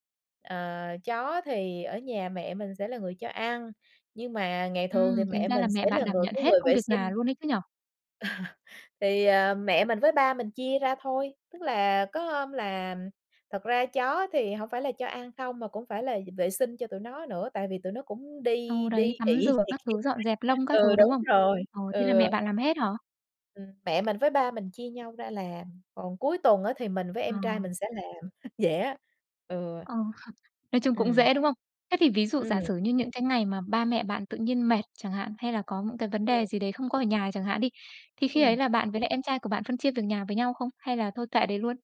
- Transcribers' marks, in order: laugh; tapping; unintelligible speech; other background noise; chuckle
- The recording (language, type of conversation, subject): Vietnamese, podcast, Bạn phân công việc nhà với gia đình thế nào?